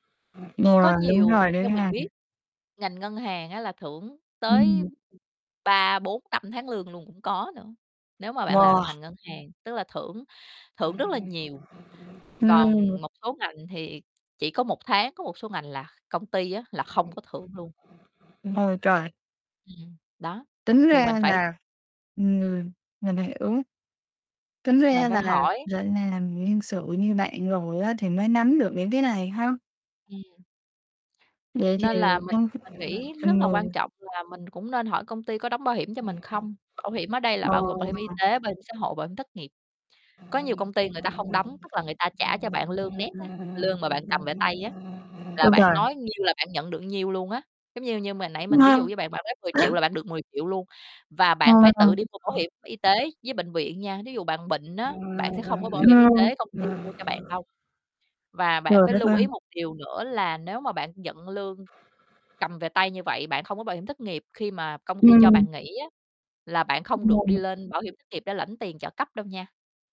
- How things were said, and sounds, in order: static; "Ừ" said as "nừa"; distorted speech; other background noise; chuckle; unintelligible speech
- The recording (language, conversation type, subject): Vietnamese, podcast, Bạn thường thương lượng lương và các quyền lợi như thế nào?